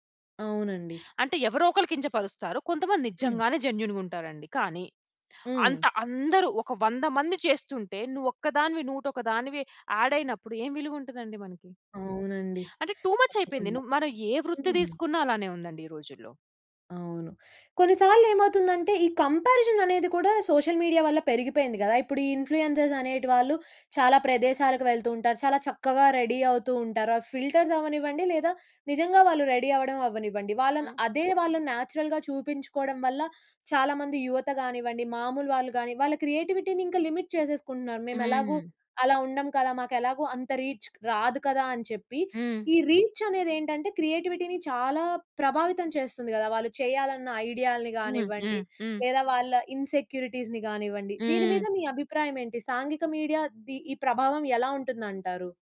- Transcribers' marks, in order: in English: "జెన్యూన్‌గా"; other background noise; in English: "యాడ్"; in English: "టూ మచ్"; in English: "సోషల్ మీడియా"; in English: "ఇన్‌ఫ్లుయెన్సర్స్"; in English: "రెడీ"; in English: "ఫిల్టర్స్"; in English: "రెడీ"; in English: "నేచురల్‌గా"; in English: "లిమిట్"; in English: "రీచ్"; in English: "రీచ్"; in English: "క్రియేటివిటీని"; in English: "ఇన్‌సెక్యూరిటీస్‌ని"
- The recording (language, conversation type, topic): Telugu, podcast, సామాజిక మీడియా ప్రభావం మీ సృజనాత్మకతపై ఎలా ఉంటుంది?